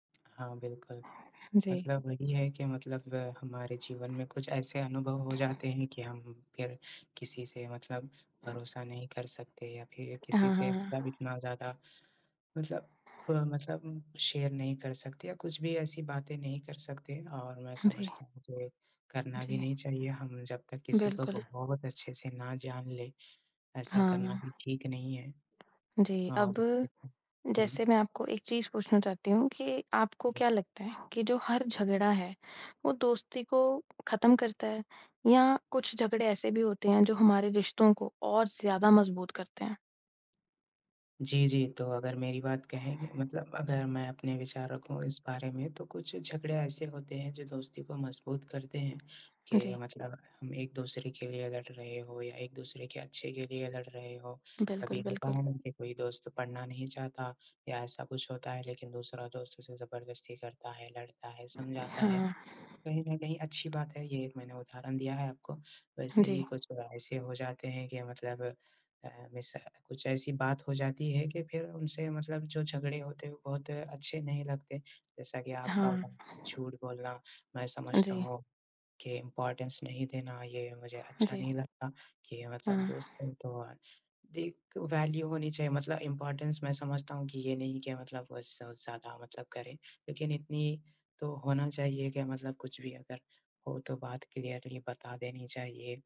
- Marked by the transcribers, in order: tapping; other background noise; in English: "शेयर"; unintelligible speech; in English: "इम्पॉर्टेंस"; in English: "वैल्यू"; in English: "इम्पॉर्टेंस"; in English: "क्लियरली"
- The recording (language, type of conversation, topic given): Hindi, unstructured, क्या झगड़े के बाद दोस्ती फिर से हो सकती है?
- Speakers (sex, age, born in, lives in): female, 20-24, India, India; male, 20-24, India, India